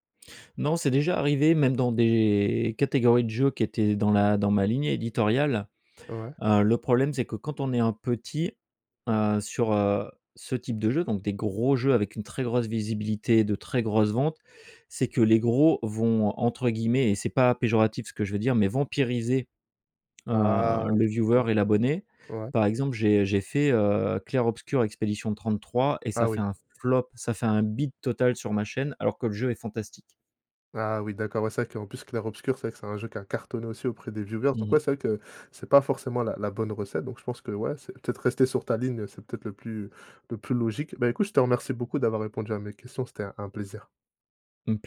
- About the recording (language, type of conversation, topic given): French, podcast, Comment gères-tu les critiques quand tu montres ton travail ?
- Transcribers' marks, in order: stressed: "gros"; stressed: "Ah"; in English: "viewer"; stressed: "flop"; in English: "viewers"